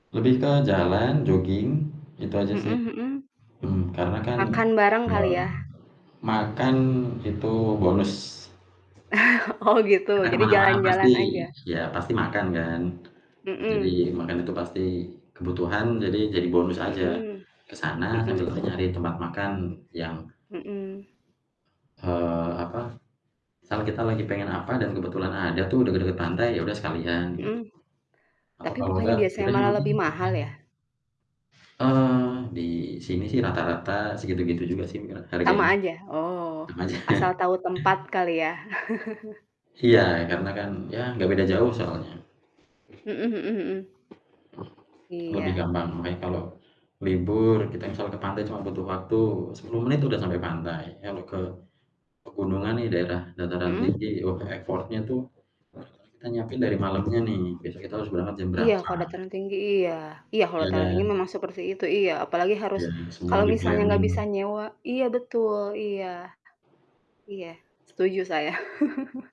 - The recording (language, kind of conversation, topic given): Indonesian, unstructured, Apa pendapatmu tentang berlibur di pantai dibandingkan di pegunungan?
- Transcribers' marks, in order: static; other background noise; chuckle; distorted speech; laughing while speaking: "aja"; chuckle; in English: "effort-nya"; in English: "di-planning"; tapping; chuckle